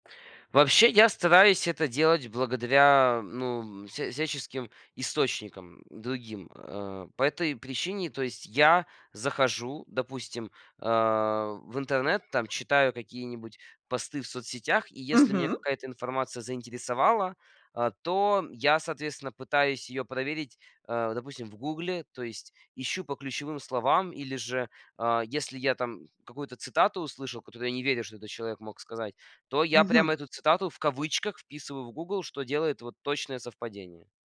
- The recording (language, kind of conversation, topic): Russian, podcast, Как вы проверяете достоверность информации в интернете?
- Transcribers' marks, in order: none